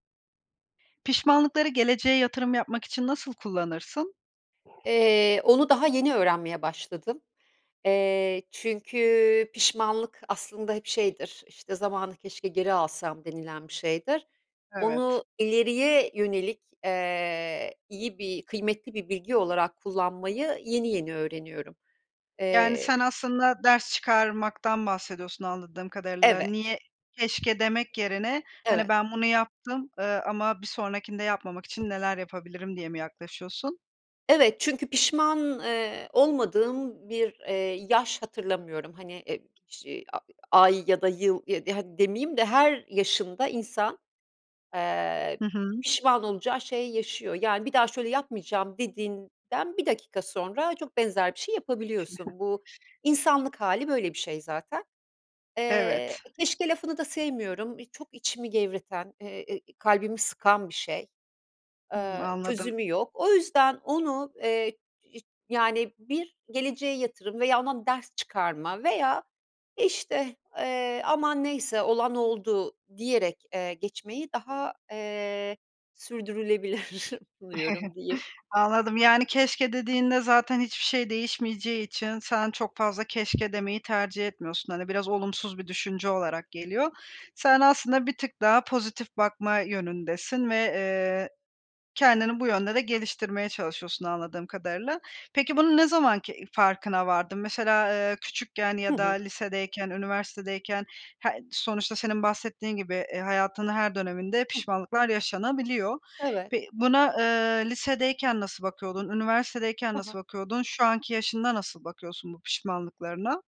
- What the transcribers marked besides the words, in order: other background noise; chuckle; laughing while speaking: "sürdürülebilir"; chuckle; tapping
- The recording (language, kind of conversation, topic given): Turkish, podcast, Pişmanlıklarını geleceğe yatırım yapmak için nasıl kullanırsın?